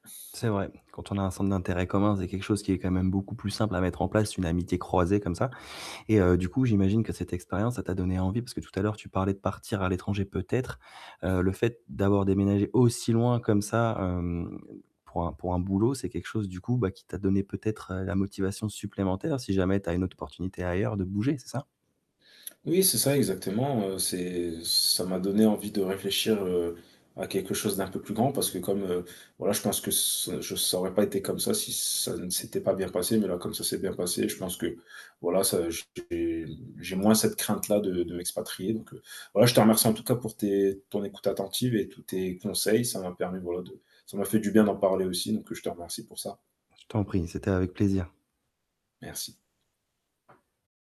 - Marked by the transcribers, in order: static; other background noise; tapping; stressed: "peut-être"; stressed: "aussi"; distorted speech
- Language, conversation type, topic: French, advice, Comment rester présent pour quelqu’un pendant une transition majeure sans le submerger ?